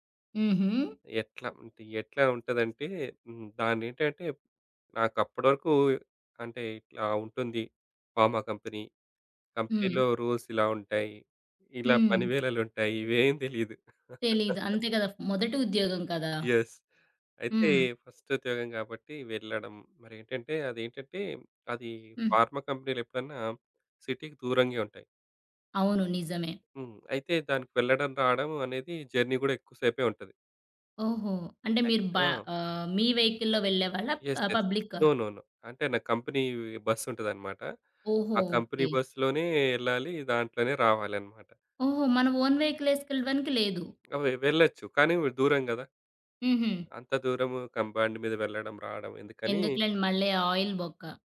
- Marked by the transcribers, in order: in English: "ఫార్మా కంపెనీ. కంపెనీ‌లో రూల్స్"; tapping; laughing while speaking: "పనివేళలు ఉంటాయి ఇవేం తెలీదు"; in English: "యెస్!"; in English: "ఫస్ట్"; in English: "ఫార్మా"; in English: "సిటీకి"; in English: "జర్నీ"; in English: "వెహికల్‌లో"; in English: "యెస్! యెస్! నో. నో. నో"; in English: "కంపెనీ"; in English: "కంపెనీ"; other background noise; in English: "ఓన్ వెహికల్"; in English: "కంబైండ్"; in English: "ఆయిల్"
- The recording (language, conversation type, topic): Telugu, podcast, మీ మొదటి ఉద్యోగం ఎలా ఎదురైంది?